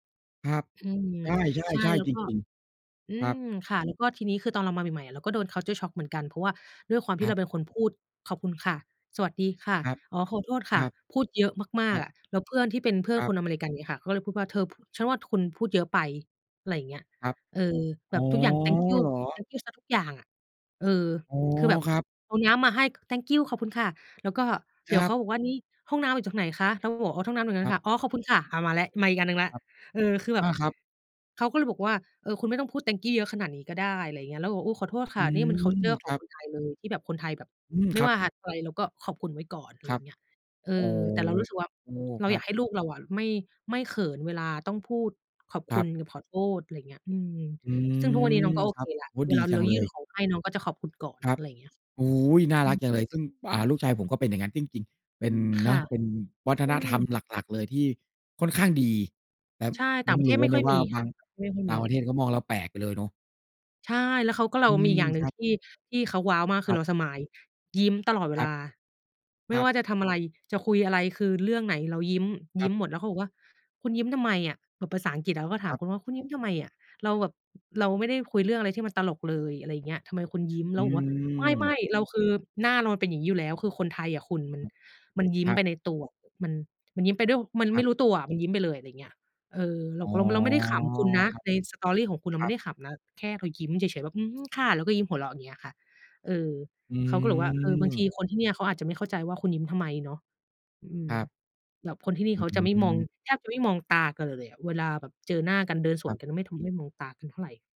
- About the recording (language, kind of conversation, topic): Thai, unstructured, เด็กๆ ควรเรียนรู้อะไรเกี่ยวกับวัฒนธรรมของตนเอง?
- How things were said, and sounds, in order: in English: "Culture Shock"; tapping; in English: "คัลเชอร์"; drawn out: "อ๋อ"; drawn out: "อืม"; in English: "สไมล์"; background speech; drawn out: "อ๋อ"; in English: "story"; drawn out: "อืม"; other background noise